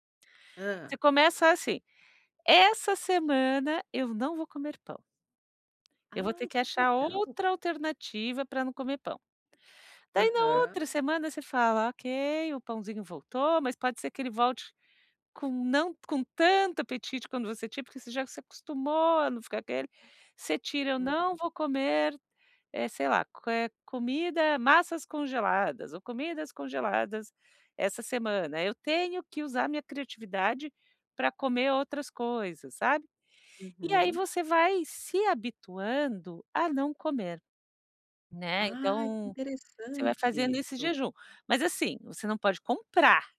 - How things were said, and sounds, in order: tapping
- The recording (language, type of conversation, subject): Portuguese, advice, Como equilibrar praticidade e saúde ao escolher alimentos industrializados?